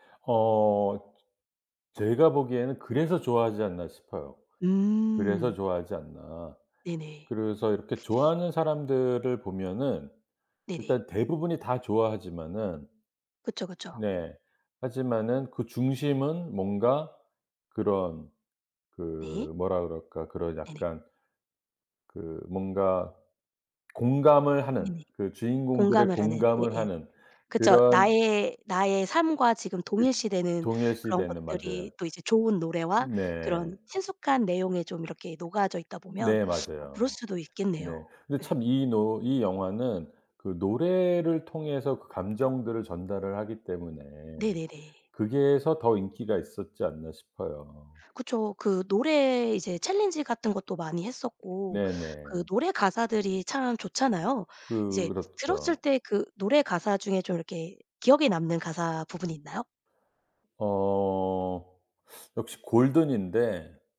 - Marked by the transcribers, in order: other background noise; tapping; teeth sucking
- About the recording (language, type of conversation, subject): Korean, podcast, 가장 좋아하는 영화는 무엇이고, 그 영화를 좋아하는 이유는 무엇인가요?